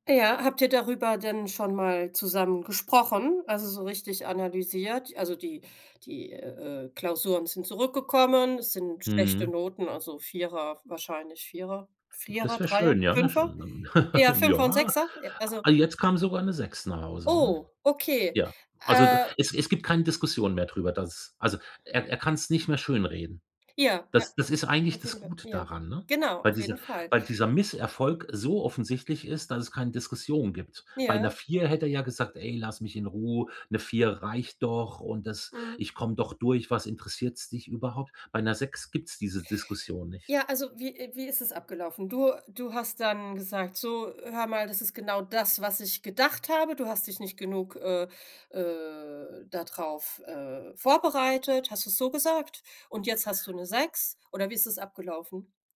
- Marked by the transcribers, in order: other background noise; surprised: "Eher, Fünfer und Sechser"; unintelligible speech; laugh; surprised: "Oh"
- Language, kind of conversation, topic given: German, advice, Wie kann ich Misserfolge als Lernchancen nutzen, ohne Angst vor dem Scheitern zu haben?